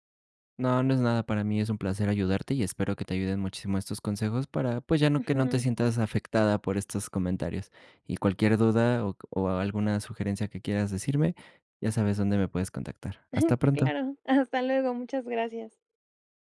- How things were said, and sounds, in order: chuckle
- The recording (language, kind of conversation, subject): Spanish, advice, ¿Cómo te han afectado los comentarios negativos en redes sociales?